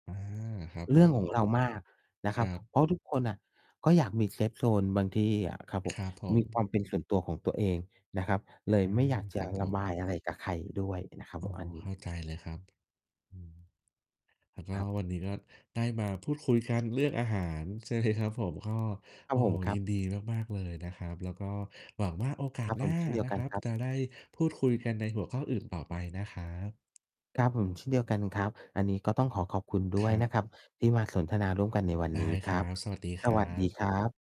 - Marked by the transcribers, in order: distorted speech; in English: "เซฟโซน"; mechanical hum
- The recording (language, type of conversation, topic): Thai, unstructured, คุณเคยมีช่วงเวลาที่อาหารช่วยปลอบใจคุณไหม?